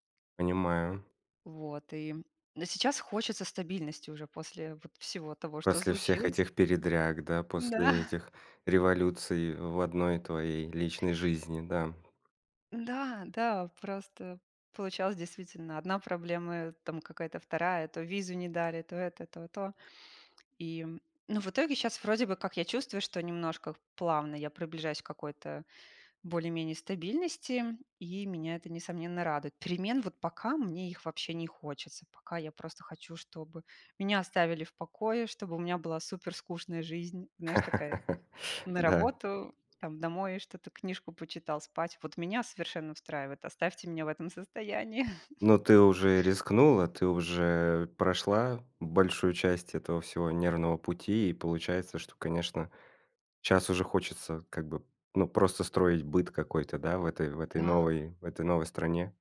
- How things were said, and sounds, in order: chuckle; other background noise; laugh; chuckle
- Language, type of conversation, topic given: Russian, podcast, Что вы выбираете — стабильность или перемены — и почему?